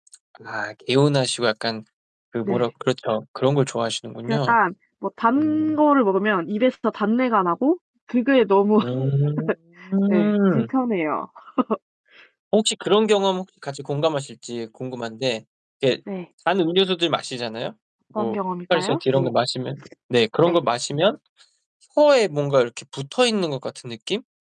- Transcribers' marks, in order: other background noise; distorted speech; laugh
- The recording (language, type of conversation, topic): Korean, unstructured, 커피와 차 중 어느 쪽을 더 선호하시나요?